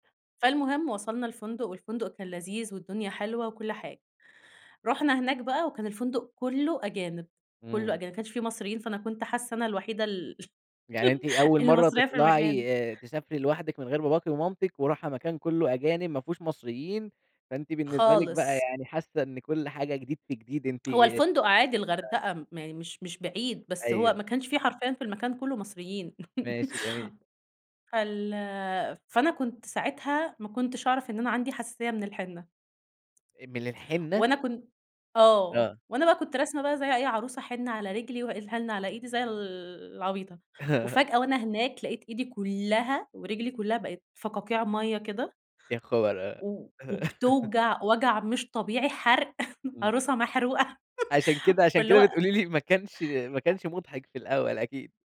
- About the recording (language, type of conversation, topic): Arabic, podcast, إيه المواقف المضحكة اللي حصلتلك وإنت في رحلة جوه البلد؟
- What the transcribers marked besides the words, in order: laugh; tapping; unintelligible speech; laugh; laugh; laugh; laugh